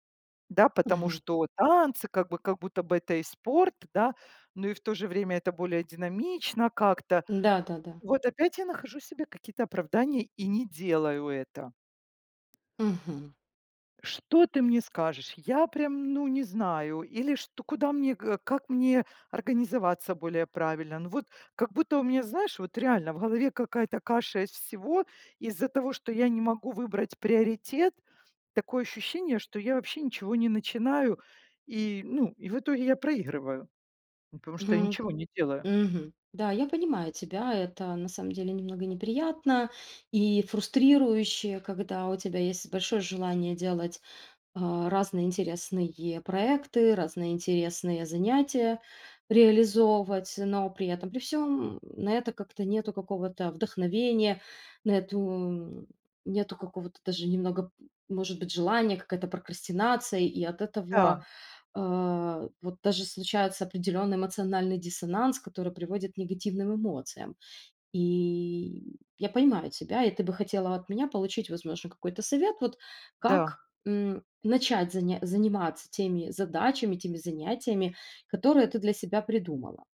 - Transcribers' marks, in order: tapping
- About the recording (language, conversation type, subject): Russian, advice, Как выбрать, на какие проекты стоит тратить время, если их слишком много?